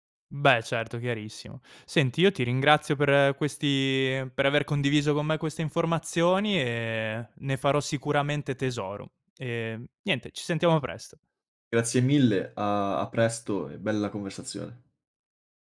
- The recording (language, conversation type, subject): Italian, podcast, Come riesci a mantenere dei confini chiari tra lavoro e figli?
- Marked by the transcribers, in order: none